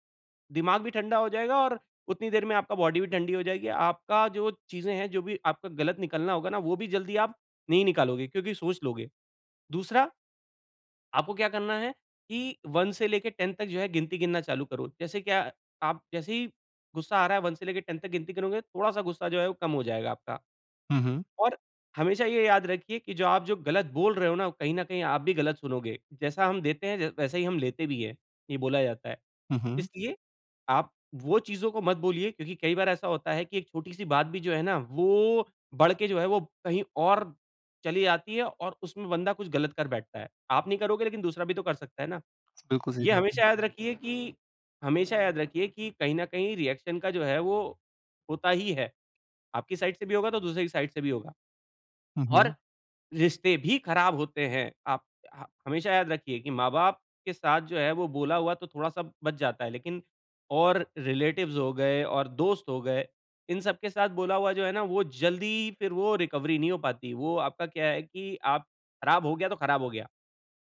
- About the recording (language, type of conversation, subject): Hindi, advice, मैं गुस्से में बार-बार कठोर शब्द क्यों बोल देता/देती हूँ?
- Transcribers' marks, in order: in English: "बॉडी"; in English: "रिएक्शन"; in English: "साइड"; in English: "साइड"; in English: "रिलेटिव्स"; in English: "रिकवरी"